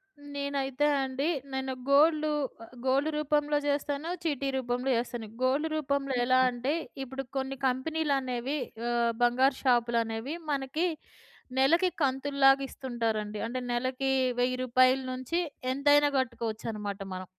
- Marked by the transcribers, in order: in English: "గోల్డ్"; in English: "గోల్డ్"; tapping
- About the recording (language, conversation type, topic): Telugu, podcast, పని మార్పు చేసేటప్పుడు ఆర్థిక ప్రణాళికను మీరు ఎలా సిద్ధం చేసుకున్నారు?